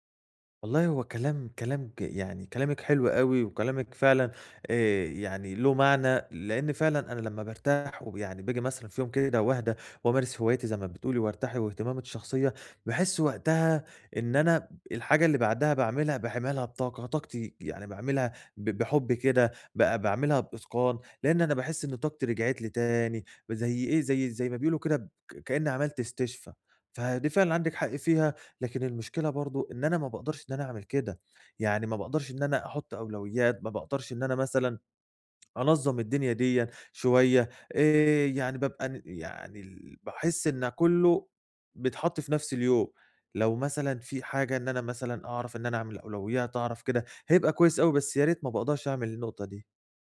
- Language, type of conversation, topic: Arabic, advice, إزاي أوازن بين التزاماتي اليومية ووقتي لهواياتي بشكل مستمر؟
- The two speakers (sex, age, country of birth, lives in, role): female, 30-34, Egypt, Egypt, advisor; male, 25-29, Egypt, Greece, user
- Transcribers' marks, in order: none